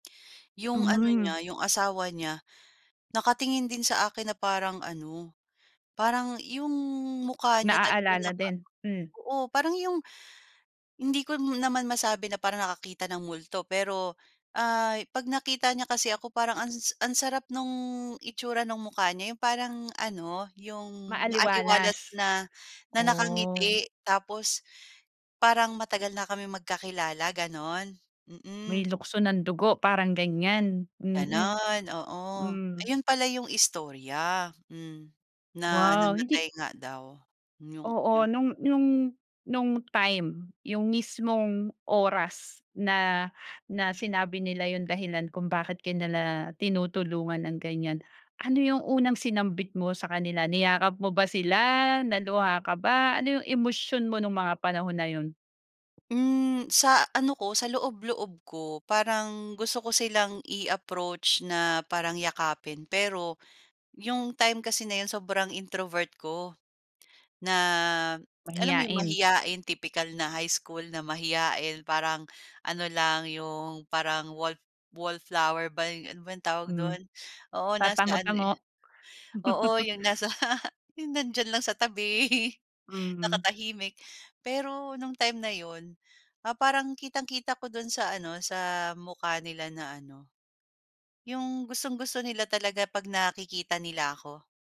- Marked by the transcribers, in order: other background noise; tapping; chuckle; chuckle
- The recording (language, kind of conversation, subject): Filipino, podcast, Sino ang taong hindi mo malilimutan dahil sa isang simpleng kabutihang ginawa niya para sa iyo?